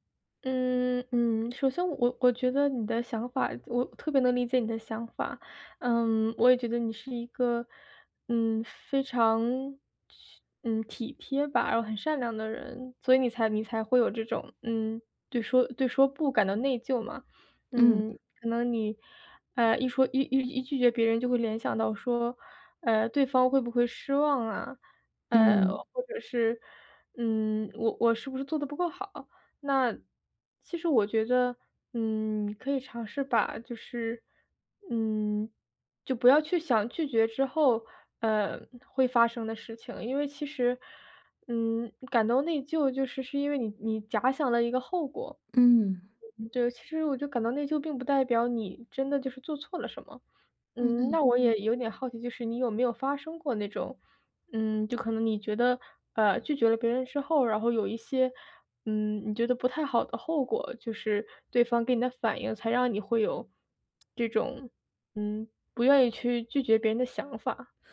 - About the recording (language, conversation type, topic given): Chinese, advice, 每次说“不”都会感到内疚，我该怎么办？
- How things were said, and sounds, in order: tsk